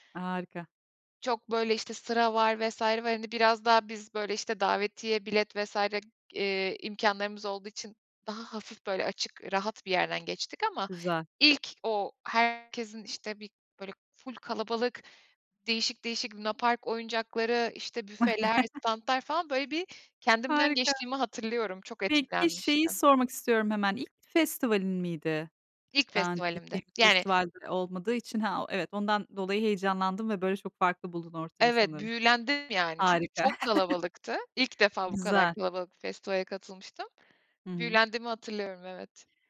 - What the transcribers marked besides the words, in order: other background noise; chuckle; chuckle
- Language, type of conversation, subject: Turkish, podcast, Bir festivale katıldığında neler hissettin?